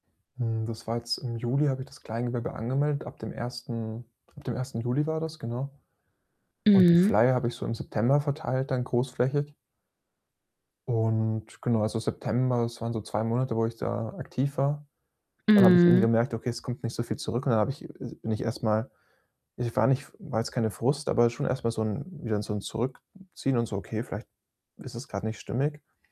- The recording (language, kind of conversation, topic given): German, advice, Warum habe ich nach einer Niederlage Angst, es noch einmal zu versuchen?
- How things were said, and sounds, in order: static; distorted speech